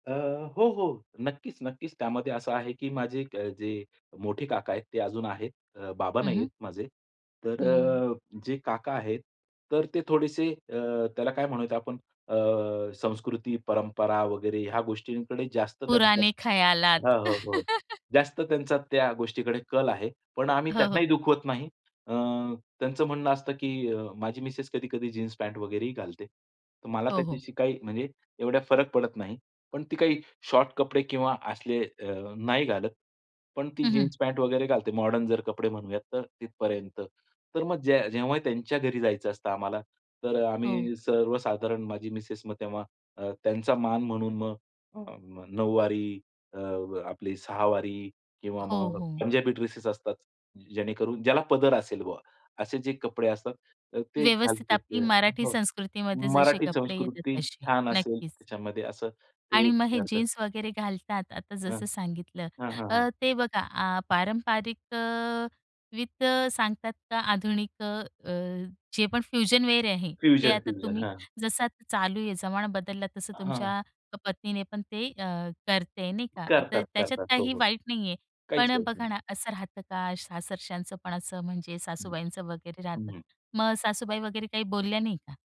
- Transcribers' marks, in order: in Hindi: "पुराने खयालात"; chuckle; laughing while speaking: "हो, हो"; in English: "विथ"; in English: "फ्युजन वेअर"; in English: "फ्युजन, फ्युजन"; other background noise
- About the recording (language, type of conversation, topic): Marathi, podcast, दीर्घ नात्यात रोमँस कसा जपता येईल?